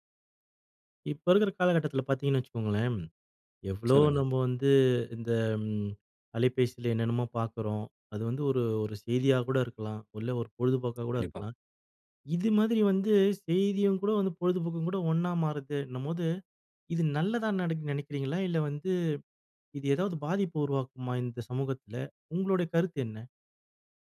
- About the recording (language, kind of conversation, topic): Tamil, podcast, செய்திகளும் பொழுதுபோக்கும் ஒன்றாக கலந்தால் அது நமக்கு நல்லதா?
- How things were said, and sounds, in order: none